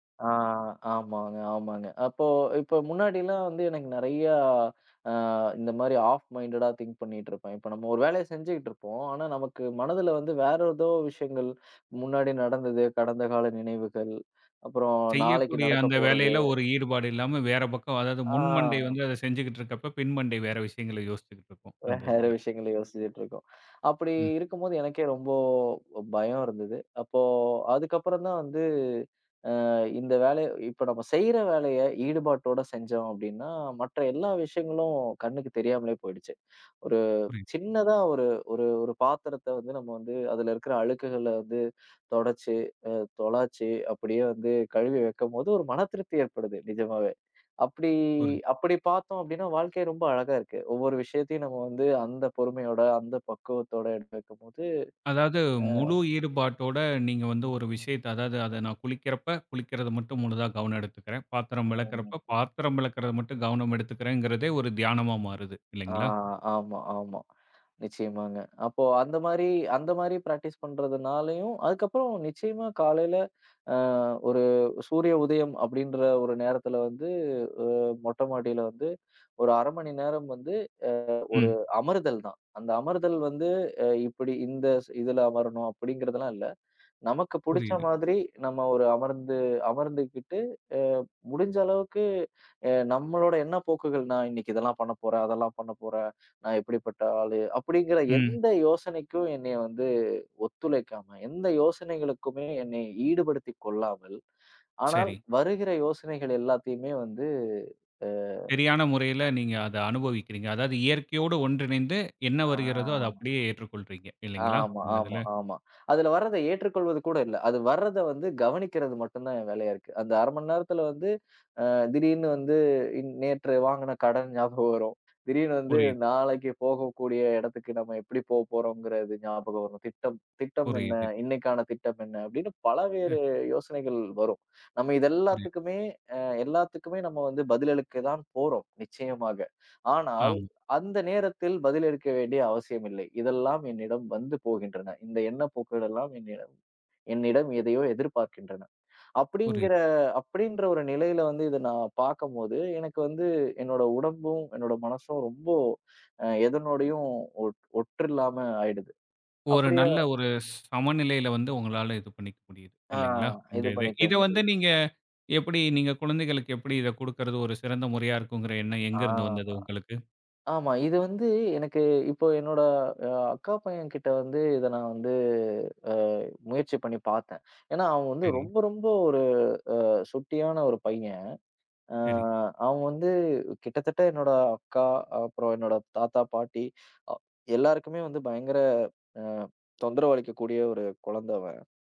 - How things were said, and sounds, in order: other background noise; in English: "ஆஃப் மைன்டேடா திங்"; drawn out: "ஆ"; tapping; laughing while speaking: "வேற, விஷயங்களை யோசிச்சிட்டு இருக்கோம்"; other noise; unintelligible speech; in English: "ப்ராக்டீஸ்"; drawn out: "ஆ"; laughing while speaking: "திடீர்னு வந்து இன் நேத்து வாங்குன கடன் ஞாபகம் வரும்"; "அளிக்க" said as "எடுக்கத்"
- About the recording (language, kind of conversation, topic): Tamil, podcast, சிறு குழந்தைகளுடன் தியானத்தை எப்படி பயிற்சி செய்யலாம்?